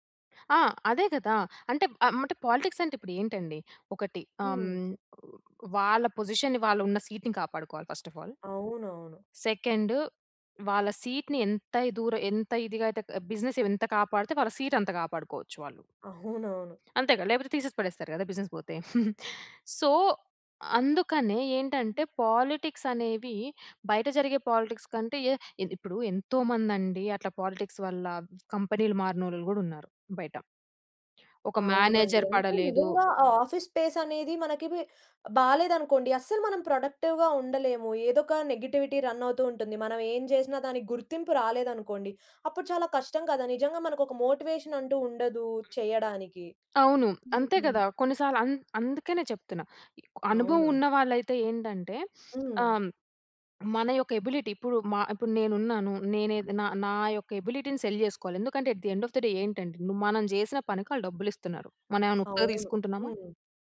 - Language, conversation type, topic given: Telugu, podcast, ఆఫీస్ పాలిటిక్స్‌ను మీరు ఎలా ఎదుర్కొంటారు?
- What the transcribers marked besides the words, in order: in English: "పాలిటిక్స్"; other noise; in English: "పొజిషన్‌ని"; in English: "సీట్‌ని"; in English: "ఫస్ట్ ఆఫ్ ఆల్"; in English: "సెకండ్"; in English: "సీట్‌ని"; in English: "బిజినెస్"; in English: "సీట్"; in English: "బిజినెస్"; giggle; in English: "సో"; in English: "పాలిటిక్స్"; in English: "పాలిటిక్స్"; in English: "పాలిటిక్స్"; in English: "మ్యానేజర్"; in English: "ఆఫీస్ స్పేస్"; in English: "ప్రొడక్టివ్‌గా"; in English: "నెగెటివిటీ రన్"; in English: "మోటివేషన్"; other background noise; sniff; in English: "ఎబిలిటీ"; in English: "ఎబిలిటీ‌ని సెల్"; in English: "ఎట్ ద ఎండ్ ఆఫ్ ది డే"